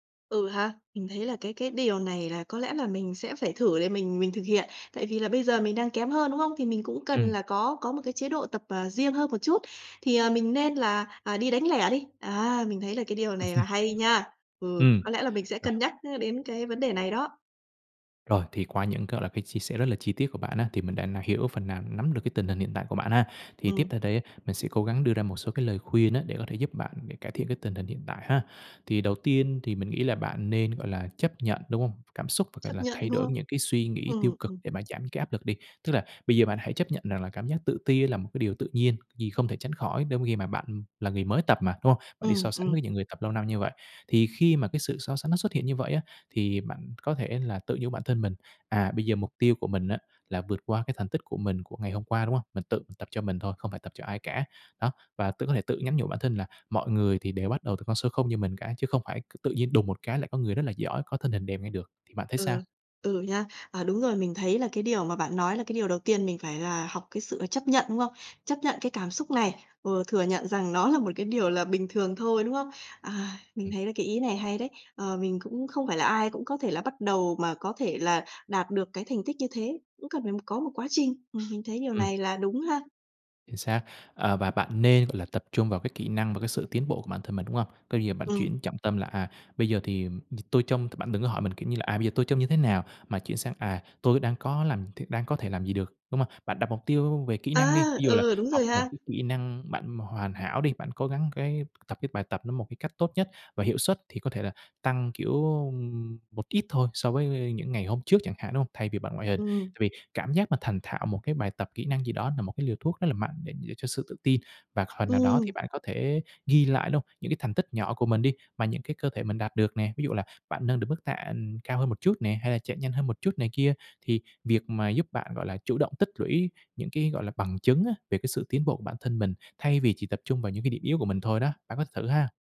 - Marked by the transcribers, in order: chuckle; other background noise; tapping
- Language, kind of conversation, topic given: Vietnamese, advice, Làm thế nào để bớt tự ti về vóc dáng khi tập luyện cùng người khác?